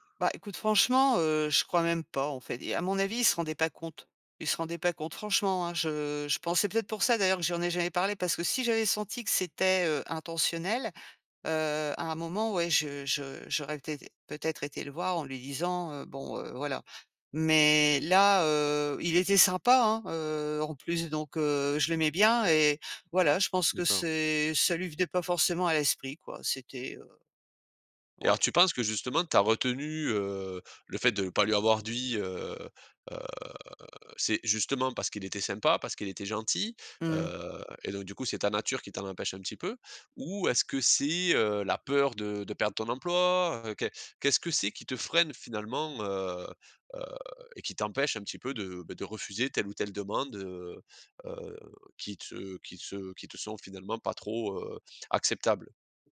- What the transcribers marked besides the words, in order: drawn out: "heu"
- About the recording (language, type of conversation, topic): French, podcast, Comment dire non à une demande de travail sans culpabiliser ?